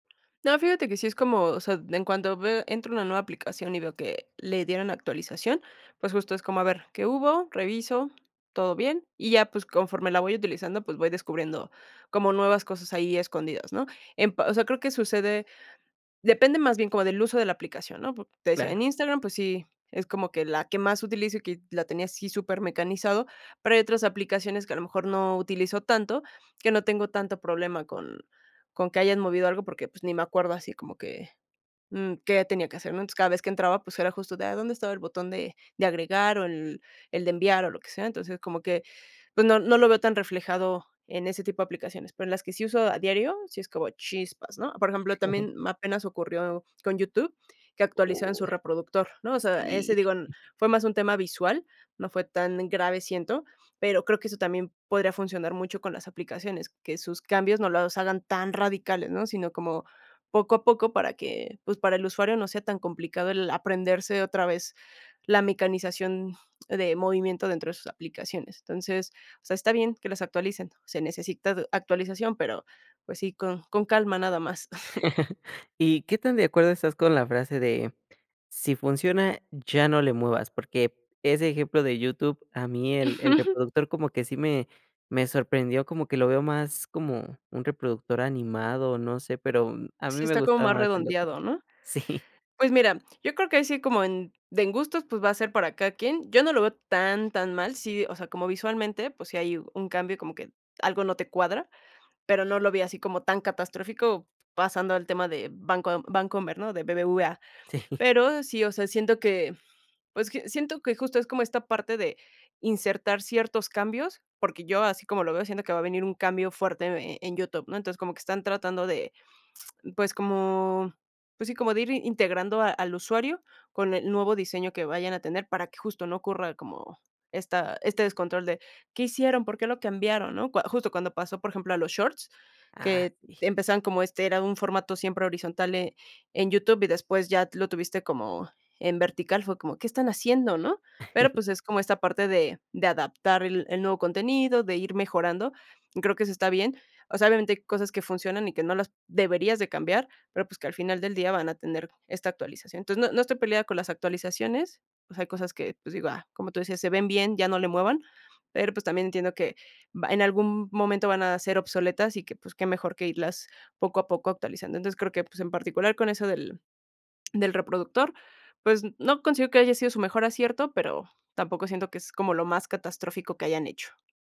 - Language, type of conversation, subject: Spanish, podcast, ¿Cómo te adaptas cuando una app cambia mucho?
- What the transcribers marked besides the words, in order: chuckle; disgusted: "Uy, sí"; tapping; chuckle; chuckle; laughing while speaking: "Sí"; laughing while speaking: "Sí"; chuckle